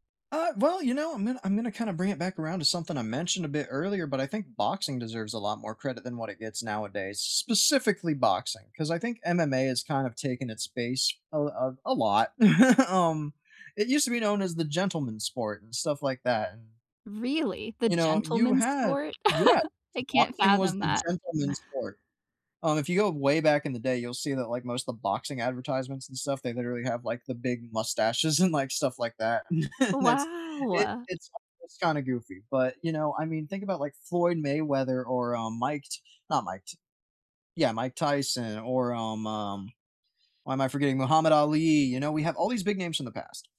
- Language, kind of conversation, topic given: English, unstructured, What hobby do you think people overhype the most?
- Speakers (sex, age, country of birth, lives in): female, 25-29, United States, United States; male, 30-34, United States, United States
- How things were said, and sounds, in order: tapping; chuckle; other background noise; laugh; laughing while speaking: "and"; chuckle; laughing while speaking: "that's"